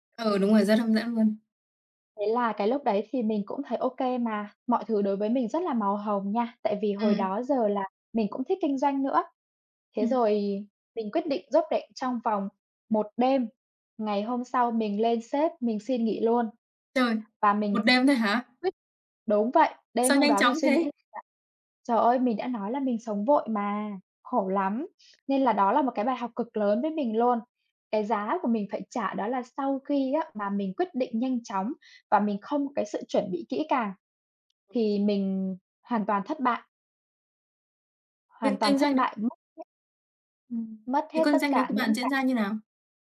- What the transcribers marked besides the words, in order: tapping; other background noise
- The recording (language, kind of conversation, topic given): Vietnamese, unstructured, Bạn đã học được bài học quý giá nào từ một thất bại mà bạn từng trải qua?